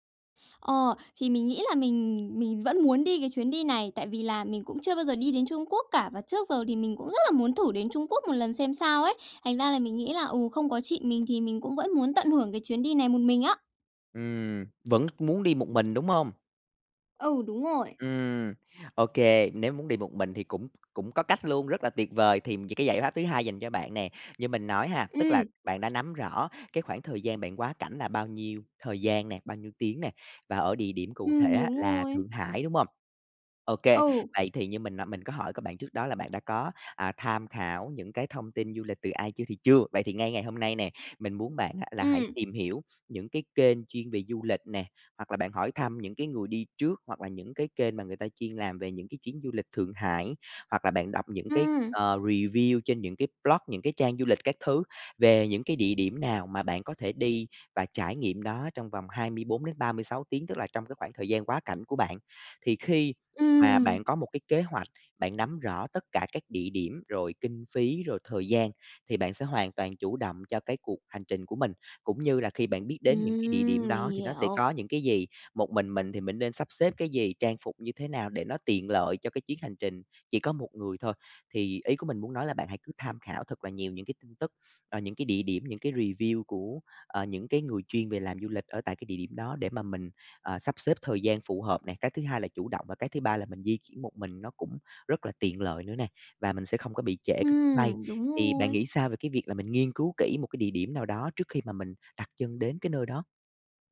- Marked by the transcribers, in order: tapping; sniff; in English: "review"; in English: "blog"; sniff; in English: "review"
- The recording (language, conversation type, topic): Vietnamese, advice, Tôi nên bắt đầu từ đâu khi gặp sự cố và phải thay đổi kế hoạch du lịch?